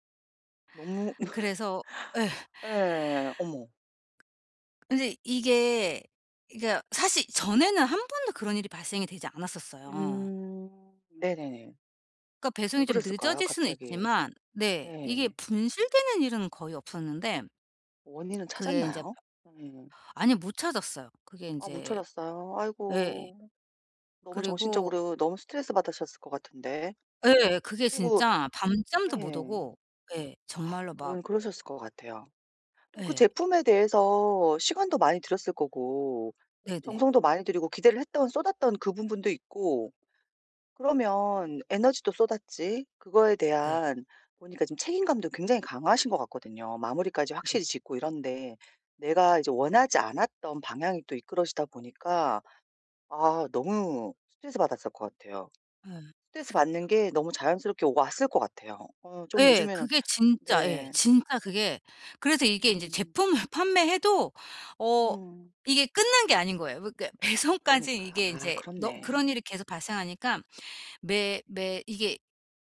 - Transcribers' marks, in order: laugh; other background noise; laughing while speaking: "배송까지"
- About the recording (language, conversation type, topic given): Korean, advice, 걱정이 멈추지 않을 때, 걱정을 줄이고 해결에 집중하려면 어떻게 해야 하나요?